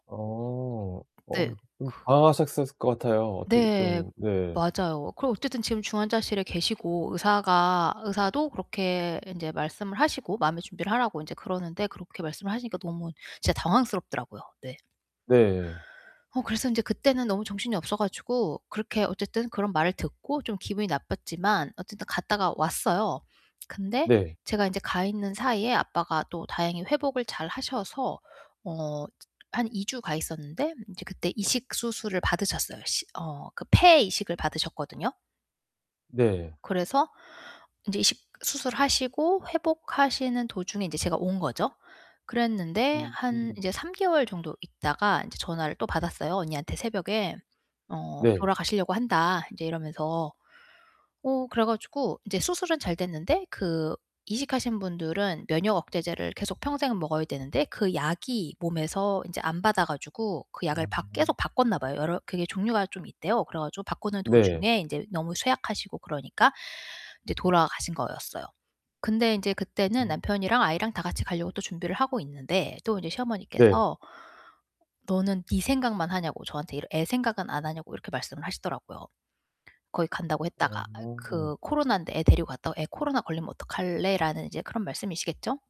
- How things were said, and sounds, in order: other background noise; distorted speech
- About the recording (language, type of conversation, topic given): Korean, advice, 부정적인 기분이 계속될 때 어떻게 마음을 다스릴 수 있나요?